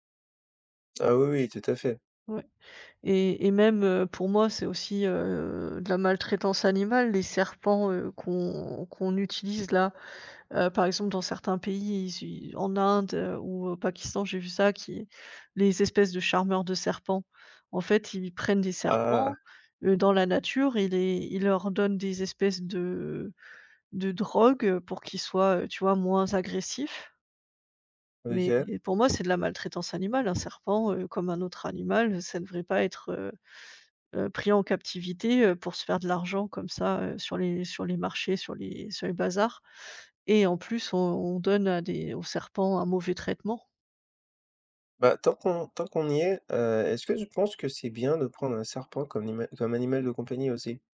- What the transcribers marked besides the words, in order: tapping
- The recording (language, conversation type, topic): French, unstructured, Qu’est-ce qui vous met en colère face à la chasse illégale ?